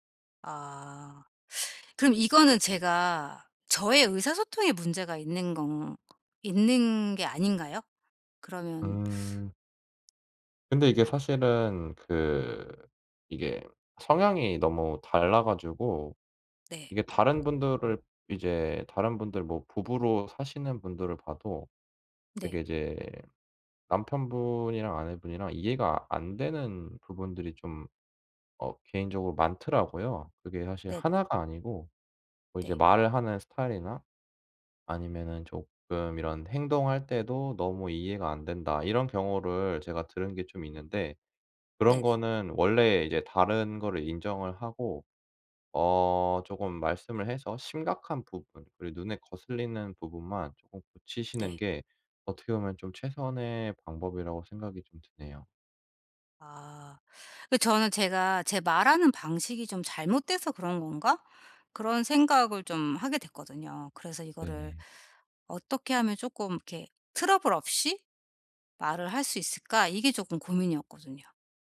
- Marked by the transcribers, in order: teeth sucking; tapping
- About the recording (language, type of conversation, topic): Korean, advice, 다투는 상황에서 더 효과적으로 소통하려면 어떻게 해야 하나요?